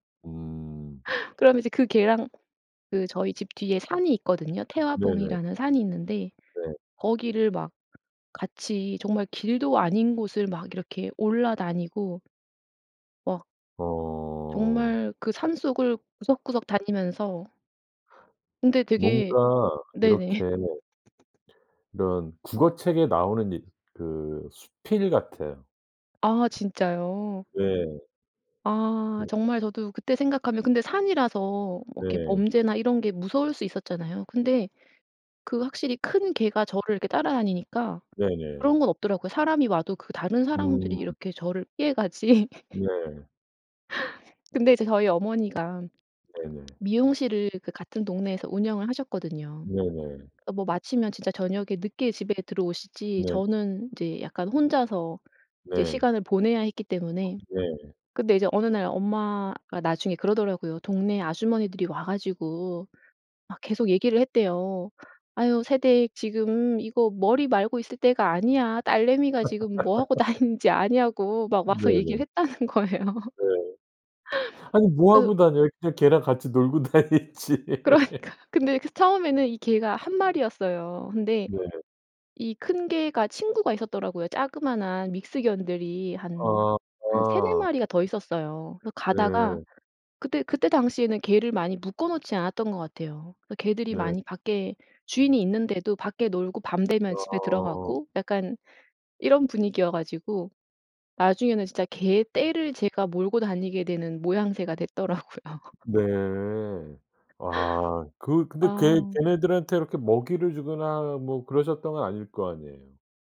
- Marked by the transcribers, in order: laugh; other background noise; tapping; laugh; laughing while speaking: "피해가지"; laugh; put-on voice: "아휴 새댁 지금 이거 머리 … 하고 다니는지 아냐고?"; laugh; laughing while speaking: "다니는지"; laughing while speaking: "했다는 거예요"; laughing while speaking: "놀고 다니지"; laughing while speaking: "그러니까요"; laugh; laughing while speaking: "됐더라고요"; laugh
- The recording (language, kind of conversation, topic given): Korean, podcast, 어릴 때 가장 소중했던 기억은 무엇인가요?